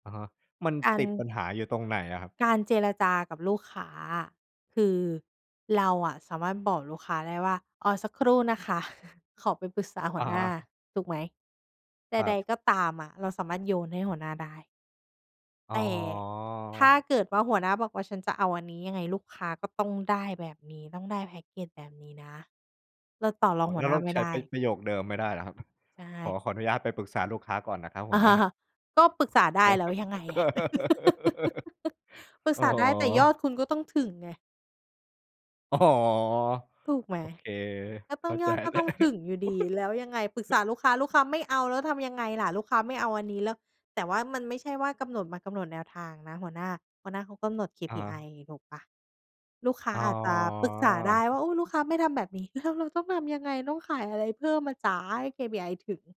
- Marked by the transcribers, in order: chuckle; other noise; in English: "แพ็กเกจ"; tapping; chuckle; laugh; laughing while speaking: "อ๋อ"; laughing while speaking: "แล้ว"; giggle
- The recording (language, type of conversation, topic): Thai, podcast, คุณมีประสบการณ์อะไรบ้างที่ต้องตั้งขอบเขตกับการทำงานออนไลน์?